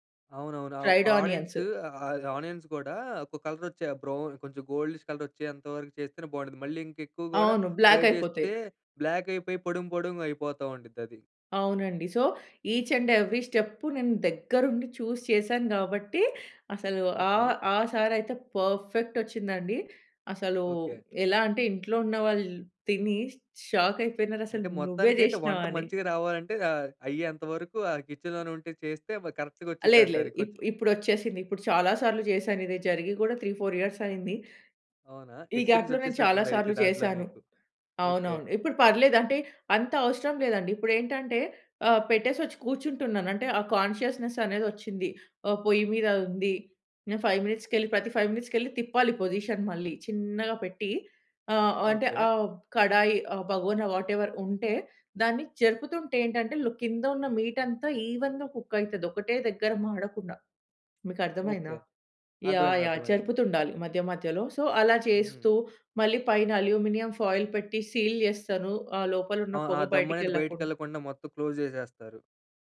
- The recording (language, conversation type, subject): Telugu, podcast, అమ్మ వండే వంటల్లో మీకు ప్రత్యేకంగా గుర్తుండే విషయం ఏమిటి?
- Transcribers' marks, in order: in English: "ఫ్రైడ్ ఆనియన్స్"; in English: "ఆనియన్స్"; in English: "కలర్"; in English: "బ్రౌన్"; in English: "గోల్డిష్ కలర్"; in English: "బ్లాక్"; in English: "ఫ్రై"; in English: "బ్లాక్"; in English: "సో, ఈచ్ అండ్ ఎవ్రీ"; in English: "పర్ఫెక్ట్"; in English: "షాక్"; in English: "కిచెన్‌లోనే"; in English: "కరెక్ట్‌గా"; in English: "త్రీ ఫోర్ ఇయర్స్"; in English: "ఎక్స్‌పీరియన్స్"; in English: "గ్యాప్‍లో"; in English: "కాన్షియస్‌నెస్"; in English: "ఫైవ్ మినిట్స్‌కెళ్ళి"; in English: "ఫైవ్ మినిట్స్‌కెళ్ళి"; in English: "పొజిషన్"; in English: "వాటెవర్"; in English: "మీట్"; in English: "ఈవెన్‌గా కుక్"; in English: "సో"; in English: "అల్యూమినియం ఫాయిల్"; in English: "సీల్"; in English: "క్లోస్"